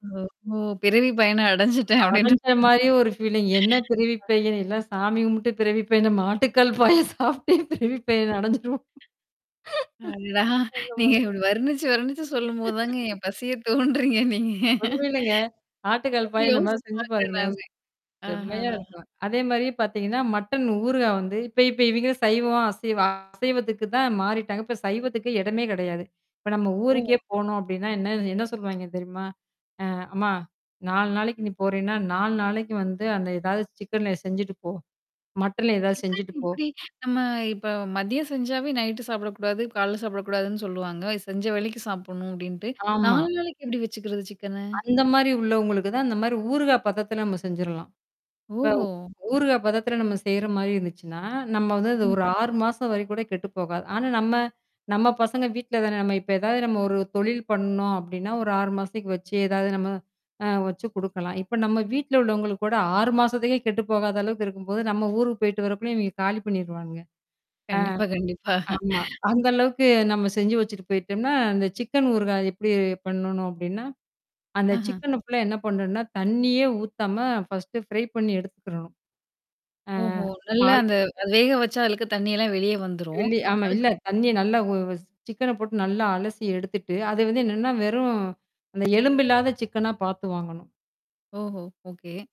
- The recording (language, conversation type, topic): Tamil, podcast, பாரம்பரிய சமையல் குறிப்பை தலைமுறைகள் கடந்து பகிர்ந்து கொண்டதைக் குறித்து ஒரு சின்னக் கதை சொல்ல முடியுமா?
- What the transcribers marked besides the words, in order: laughing while speaking: "ஓஹோ! பிறவி பயன அடைஞ்சுட்டேன், அப்பிடீன்ற மாரியா?"; distorted speech; static; in English: "ஃபீலிங்"; laugh; other noise; laughing while speaking: "நம்ம ஆட்டுக்கால் பாயா சாப்புட்டே பிறவிப் பயன் அடைஞ்சிருவோம், அந்த மாரி"; laughing while speaking: "அடடா! நீங்க இப்பிடி வருணிச்சு, வருணிச்சு … யோசிச்சு பாக்குறேன், நானு"; other background noise; laugh; tapping; laughing while speaking: "கண்டிப்பா, கண்டிப்பா"; in English: "ஃபர்ஸ்ட் ஃப்ரை"; mechanical hum